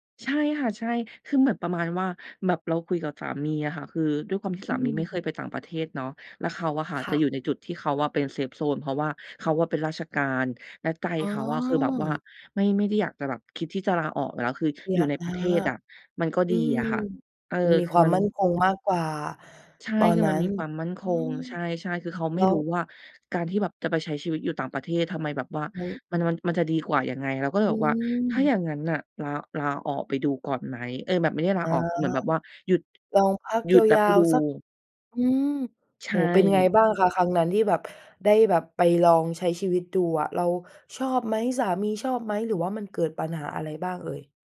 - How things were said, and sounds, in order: in English: "เซฟโซน"
- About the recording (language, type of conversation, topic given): Thai, podcast, การเดินทางครั้งไหนที่ทำให้คุณมองโลกเปลี่ยนไปบ้าง?